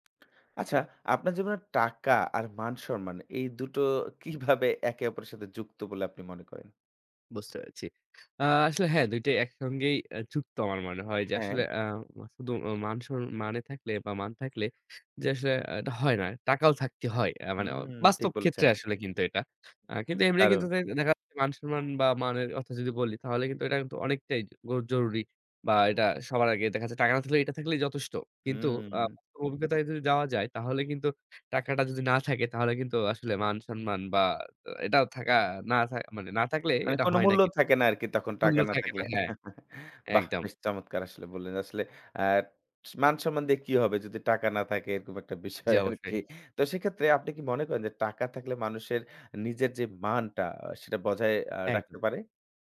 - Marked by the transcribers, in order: lip smack; "সম্মান" said as "সরমান"; tapping; other background noise; bird; chuckle; laughing while speaking: "বিষয় আরকি"
- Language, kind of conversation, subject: Bengali, podcast, টাকা আর জীবনের অর্থের মধ্যে আপনার কাছে কোনটি বেশি গুরুত্বপূর্ণ?